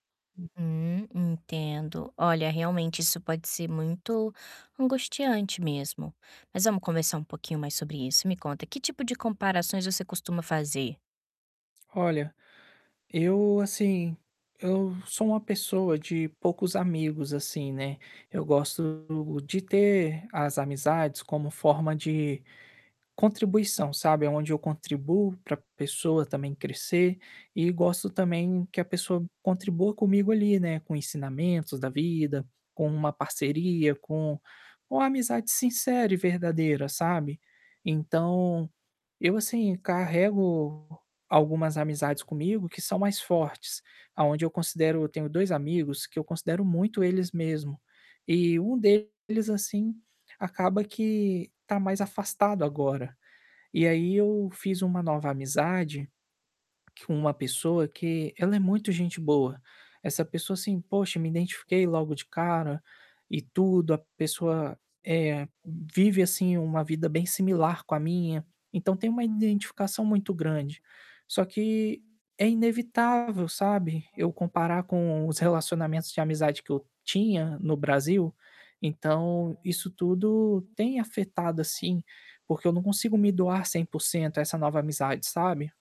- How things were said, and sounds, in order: distorted speech; static; other background noise
- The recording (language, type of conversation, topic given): Portuguese, advice, Como posso evitar comparar meu novo relacionamento com o passado?